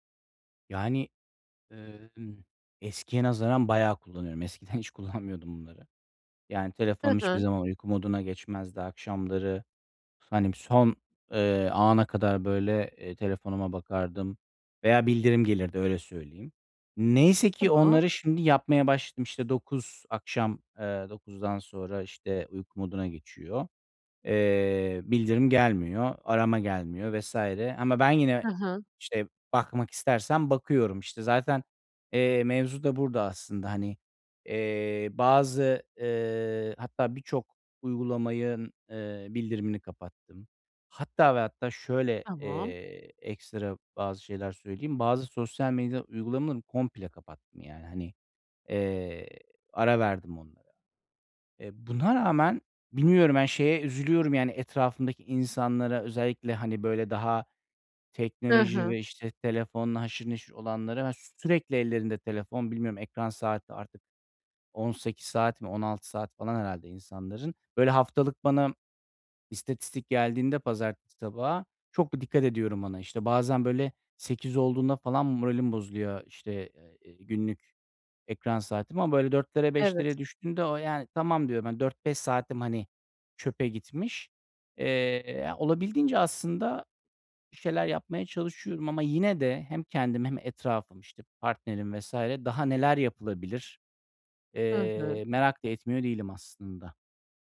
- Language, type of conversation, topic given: Turkish, advice, Evde film izlerken veya müzik dinlerken teknolojinin dikkatimi dağıtmasını nasıl azaltıp daha rahat edebilirim?
- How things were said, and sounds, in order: "uygulamanın" said as "uygulamayın"; unintelligible speech; other background noise